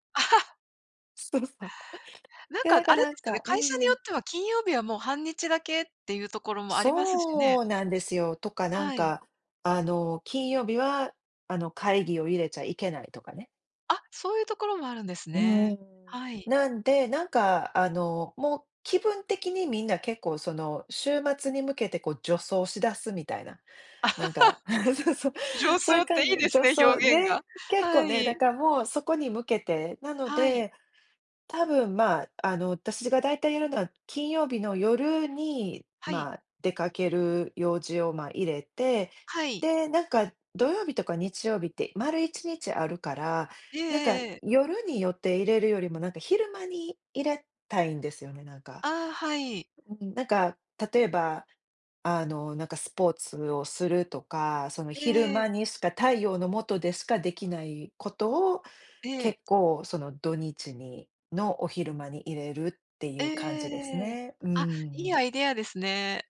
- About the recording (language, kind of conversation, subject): Japanese, unstructured, 休日はアクティブに過ごすのとリラックスして過ごすのと、どちらが好きですか？
- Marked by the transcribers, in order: laugh; laughing while speaking: "そうさ"; other noise; laugh; laughing while speaking: "そう そう"